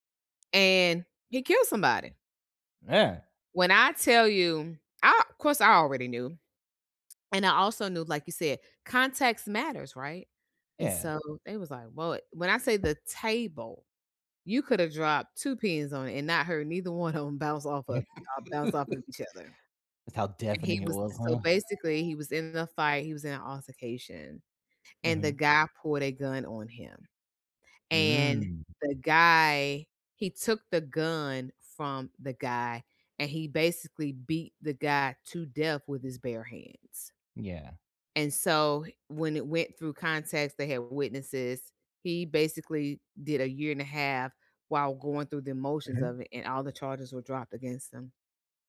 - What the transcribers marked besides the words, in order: other background noise; chuckle; laughing while speaking: "'em"
- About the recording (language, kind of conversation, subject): English, unstructured, Is it fair to judge someone by their past mistakes?
- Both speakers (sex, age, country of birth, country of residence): female, 45-49, United States, United States; male, 30-34, United States, United States